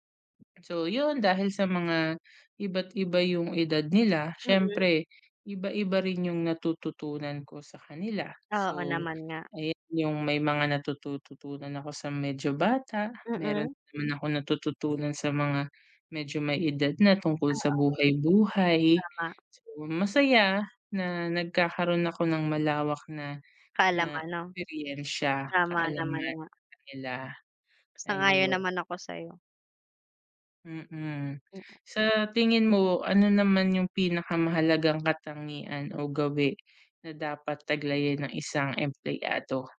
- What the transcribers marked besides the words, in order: none
- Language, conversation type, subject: Filipino, unstructured, Ano ang pinakamahalagang aral na natutunan mo sa iyong trabaho?